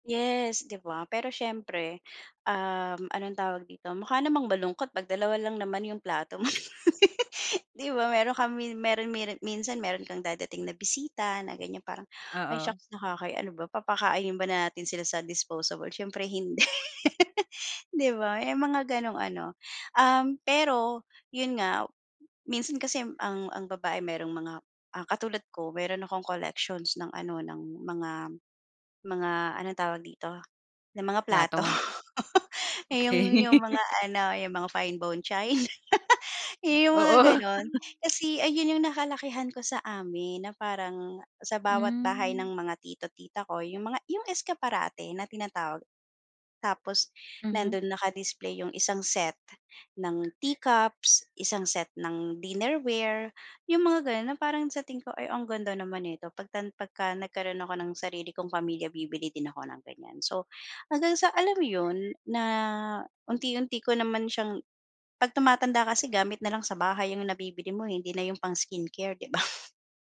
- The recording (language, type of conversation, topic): Filipino, podcast, Paano mo inaayos ang maliit na espasyo para maging komportable ka?
- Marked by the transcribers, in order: other background noise; laugh; laugh; laugh; laugh; laugh